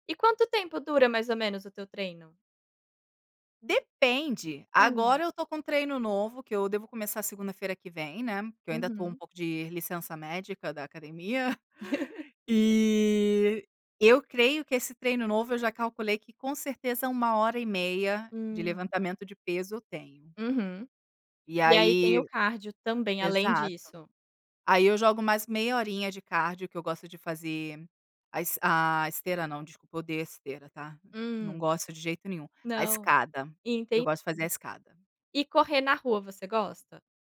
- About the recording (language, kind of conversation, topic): Portuguese, podcast, Qual é uma prática simples que ajuda você a reduzir o estresse?
- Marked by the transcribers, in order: laugh